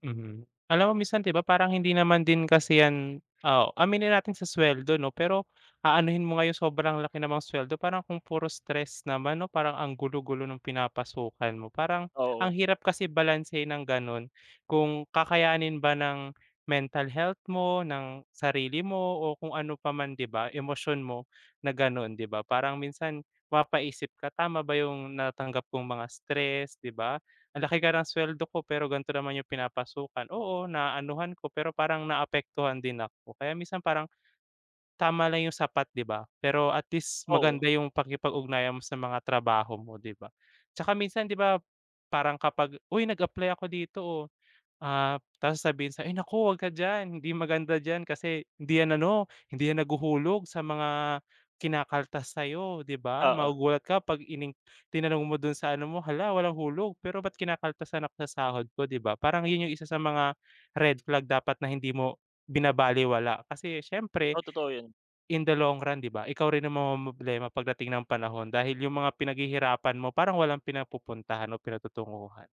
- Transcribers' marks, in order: in English: "in the long run"
- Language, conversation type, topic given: Filipino, unstructured, Paano mo ipaglalaban ang patas na sahod para sa trabaho mo?